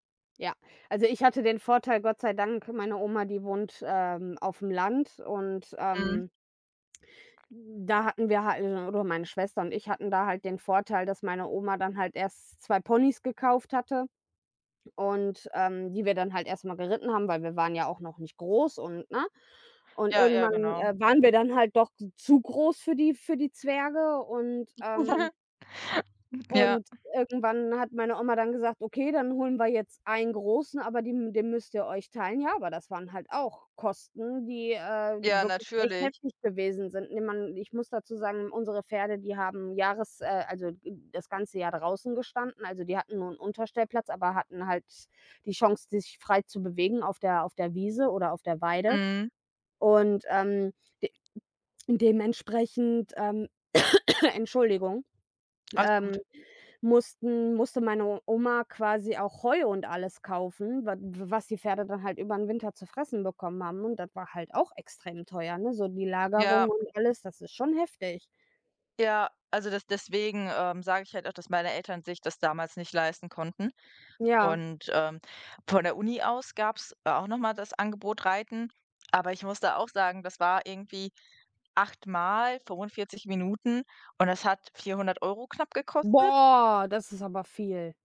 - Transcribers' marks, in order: chuckle; other background noise; cough; surprised: "Boah"
- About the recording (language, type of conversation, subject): German, unstructured, Wie hast du dein Lieblingshobby entdeckt?